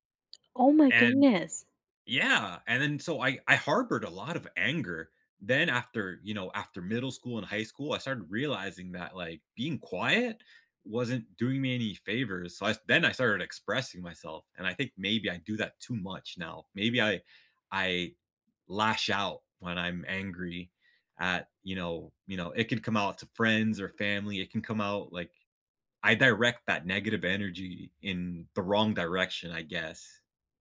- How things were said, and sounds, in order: tapping; background speech
- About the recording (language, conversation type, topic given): English, unstructured, What’s a memory that still makes you feel angry with someone?
- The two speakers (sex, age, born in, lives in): female, 30-34, United States, United States; male, 40-44, United States, United States